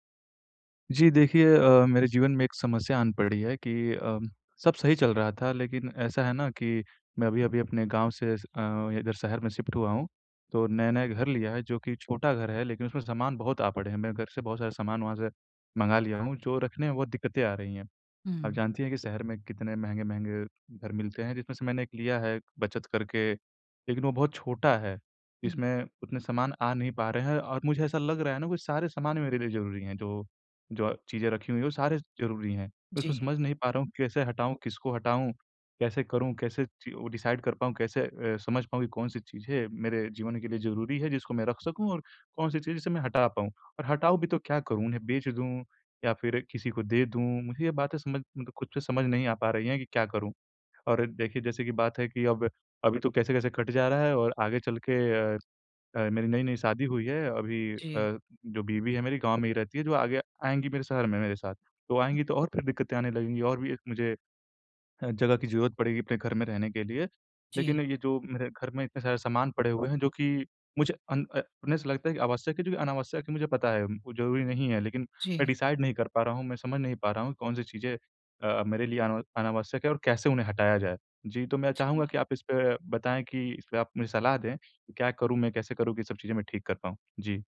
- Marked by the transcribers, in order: in English: "शिफ्ट"; in English: "डिसाइड"; in English: "डिसाइड"
- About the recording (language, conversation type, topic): Hindi, advice, मैं अपने घर की अनावश्यक चीज़ें कैसे कम करूँ?